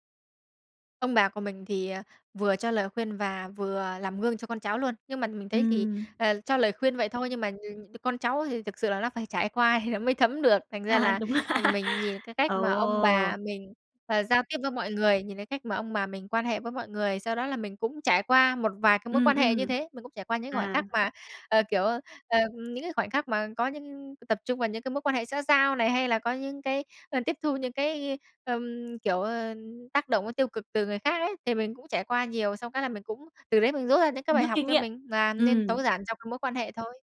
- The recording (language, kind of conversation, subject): Vietnamese, podcast, Bạn có lời khuyên đơn giản nào để bắt đầu sống tối giản không?
- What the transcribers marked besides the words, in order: laughing while speaking: "À, đúng"; laugh; tapping